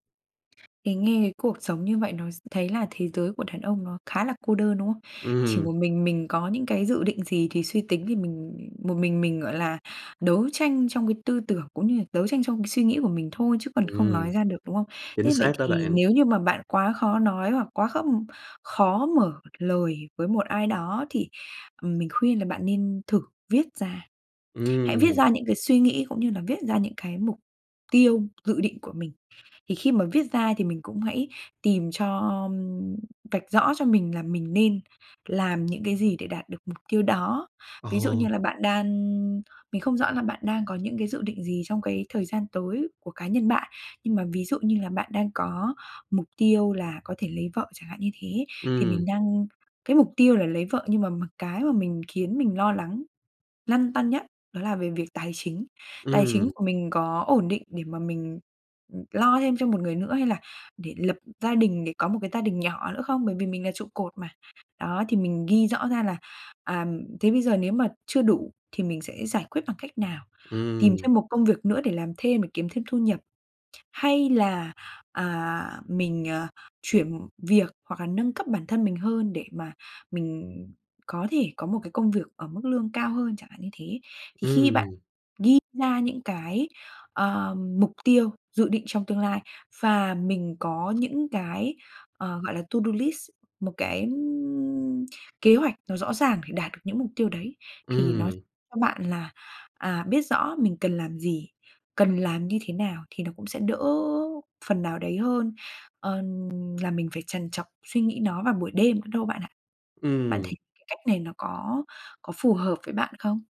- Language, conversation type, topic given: Vietnamese, advice, Bạn khó ngủ vì lo lắng và suy nghĩ về tương lai phải không?
- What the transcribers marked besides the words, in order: other background noise; tapping; in English: "to do list"